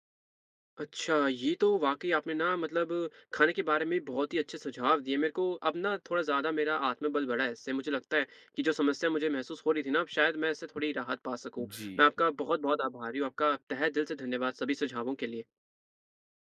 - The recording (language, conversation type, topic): Hindi, advice, घर पर सीमित उपकरणों के साथ व्यायाम करना आपके लिए कितना चुनौतीपूर्ण है?
- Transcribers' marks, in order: none